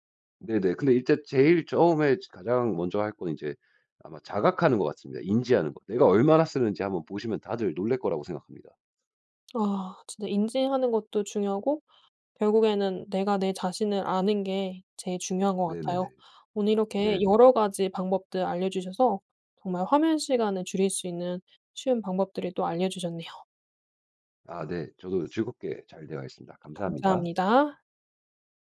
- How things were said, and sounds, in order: other background noise
- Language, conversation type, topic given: Korean, podcast, 화면 시간을 줄이려면 어떤 방법을 추천하시나요?